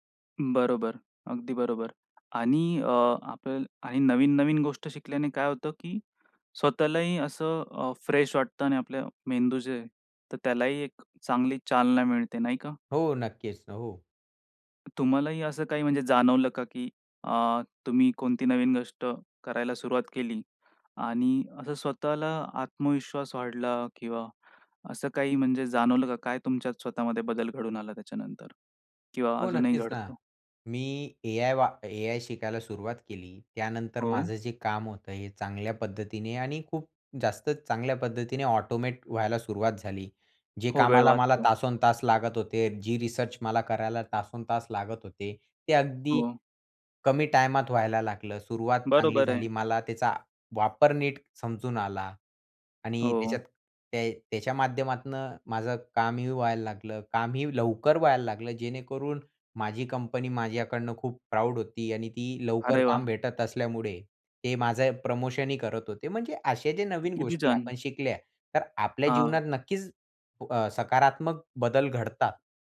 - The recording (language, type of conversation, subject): Marathi, podcast, स्वतःहून काहीतरी शिकायला सुरुवात कशी करावी?
- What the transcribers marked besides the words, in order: tapping; in English: "प्राउड"